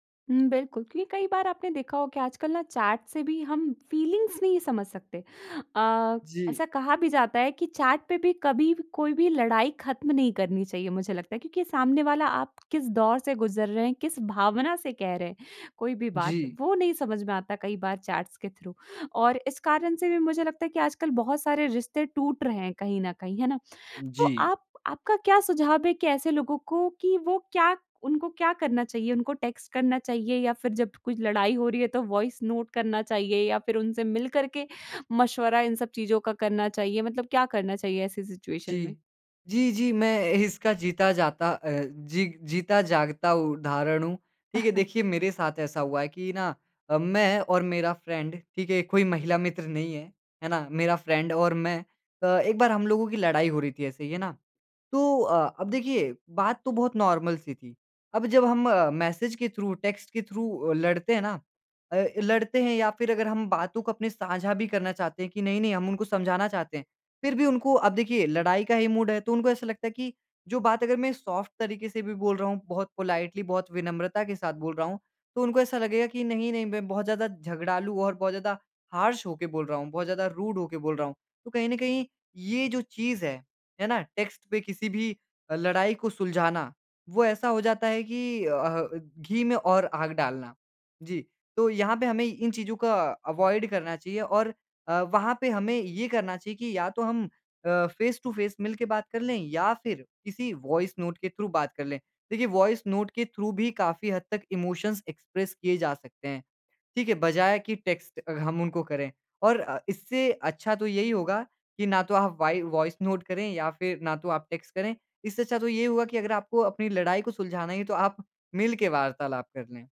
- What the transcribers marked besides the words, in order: in English: "चैट"; in English: "फ़ीलिंग्स"; in English: "चैट"; in English: "चैट्स"; in English: "थ्रू"; in English: "टेक्स्ट"; in English: "वॉइस नोट"; in English: "सिचुएशन"; chuckle; in English: "फ़्रेड"; in English: "फ़्रेड"; in English: "नॉर्मल"; in English: "मैसेज"; in English: "थ्रू, टेक्स्ट"; in English: "थ्रू"; in English: "मूड"; in English: "सॉफ्ट"; in English: "पोलाइटली"; in English: "हार्श"; in English: "रूड"; in English: "टेक्स्ट"; in English: "अवॉइड"; in English: "फ़ेस-टू-फ़ेस"; in English: "वॉइस नोट"; in English: "थ्रू"; in English: "वॉइस नोट"; in English: "थ्रू"; in English: "इमोशंस एक्सप्रेस"; in English: "टेक्स्ट"; in English: "वॉइस नोट"; in English: "टेक्स्ट"
- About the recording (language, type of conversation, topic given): Hindi, podcast, वॉइस नोट और टेक्स्ट — तुम किसे कब चुनते हो?
- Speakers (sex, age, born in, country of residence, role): female, 20-24, India, India, host; male, 20-24, India, India, guest